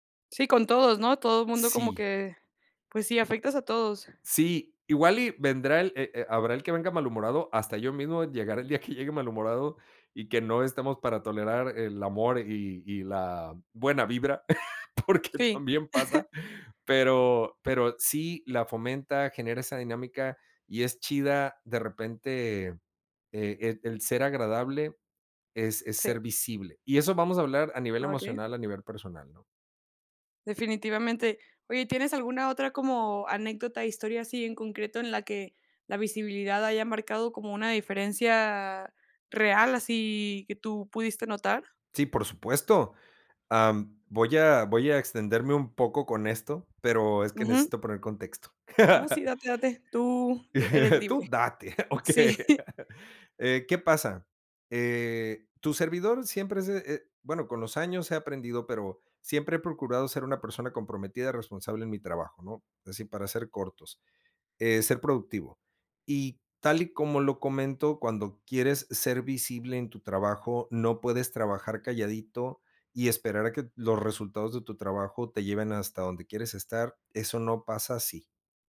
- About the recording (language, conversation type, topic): Spanish, podcast, ¿Por qué crees que la visibilidad es importante?
- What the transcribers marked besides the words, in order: chuckle; laughing while speaking: "porque también pasa"; other background noise; laugh; chuckle; laughing while speaking: "Sí"